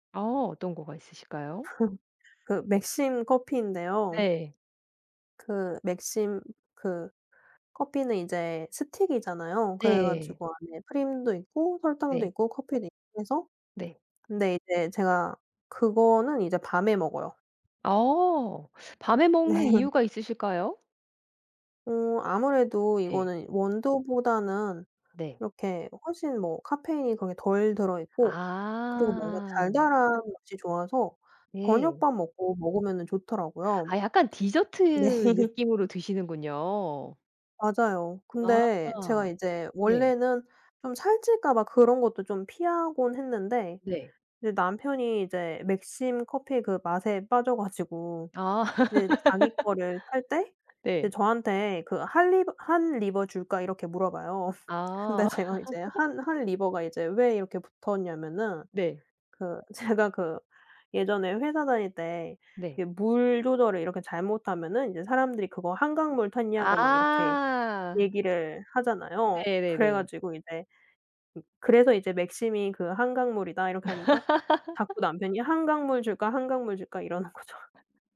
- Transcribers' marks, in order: laugh; other background noise; laughing while speaking: "넹"; "네" said as "넹"; tapping; laughing while speaking: "네"; laugh; in English: "Han river"; laugh; in English: "Han river가"; laugh; laugh; laughing while speaking: "이러는 거죠"
- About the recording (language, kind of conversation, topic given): Korean, podcast, 집에서 느끼는 작은 행복은 어떤 건가요?